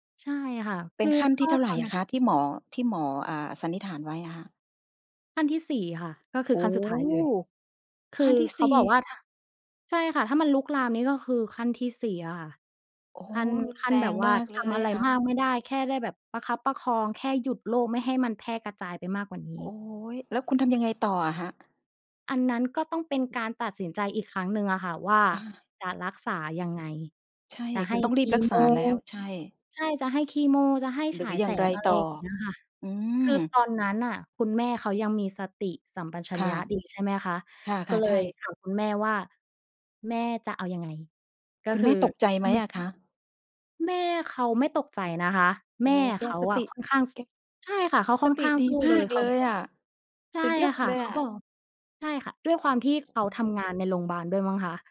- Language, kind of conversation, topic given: Thai, podcast, คุณช่วยเล่าให้ฟังได้ไหมว่าการตัดสินใจครั้งใหญ่ที่สุดในชีวิตของคุณคืออะไร?
- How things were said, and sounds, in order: surprised: "โอ้โฮ ! ขั้นที่ สี่"; tapping; tsk; background speech; other noise